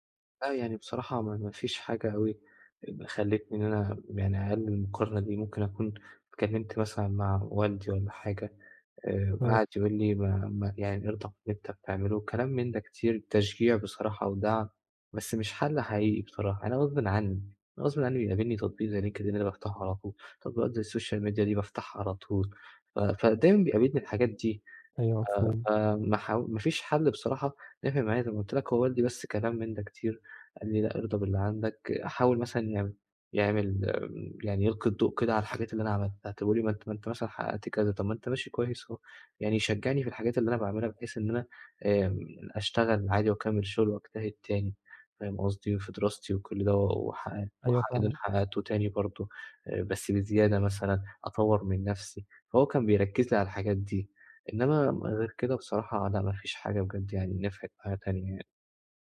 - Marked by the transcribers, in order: in English: "السوشيال ميديا"; tapping; unintelligible speech
- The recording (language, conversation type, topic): Arabic, advice, ازاي أبطل أقارن نفسي بالناس وأرضى باللي عندي؟